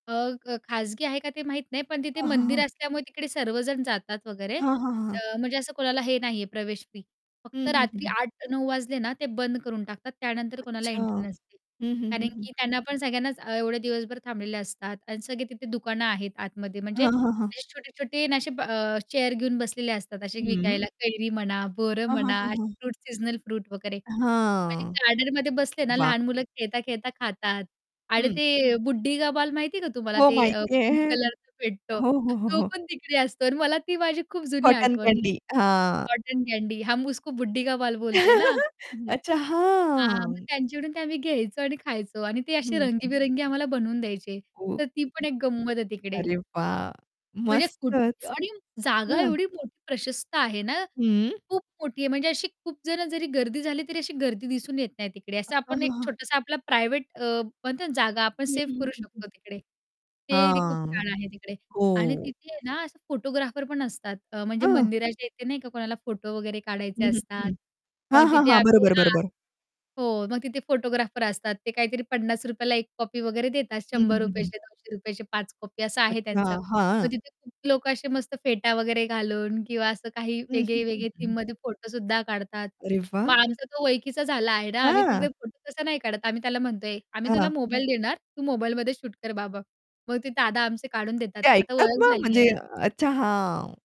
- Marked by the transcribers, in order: static; other background noise; distorted speech; in Hindi: "बुढ्ढी का बाल"; tapping; in Hindi: "हम उसको बुढ्ढी का बाल बोलते ना"; chuckle; "ओळखीचा" said as "वैकीचा"; in English: "शूट"
- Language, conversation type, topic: Marathi, podcast, तुमच्या परिसरातली लपलेली जागा कोणती आहे, आणि ती तुम्हाला का आवडते?